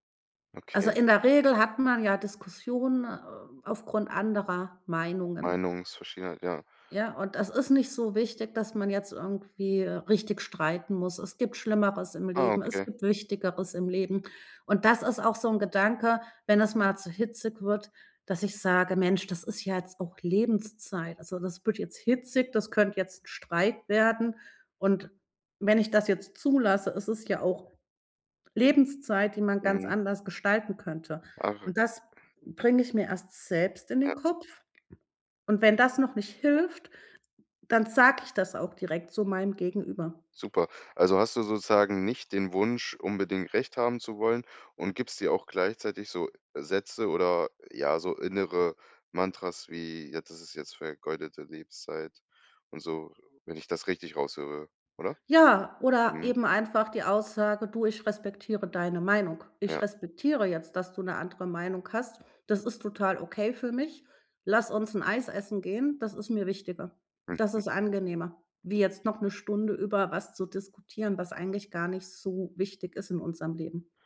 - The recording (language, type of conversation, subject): German, podcast, Wie bleibst du ruhig, wenn Diskussionen hitzig werden?
- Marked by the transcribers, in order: other background noise